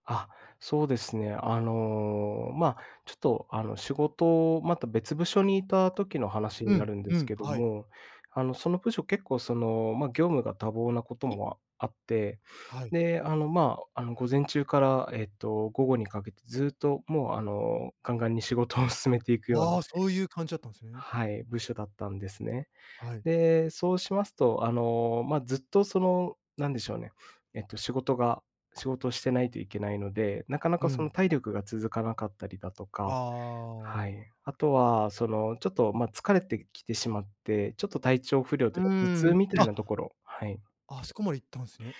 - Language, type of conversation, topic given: Japanese, podcast, 仕事でストレスを感じたとき、どんな対処をしていますか？
- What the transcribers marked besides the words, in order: laughing while speaking: "仕事を進めていくような"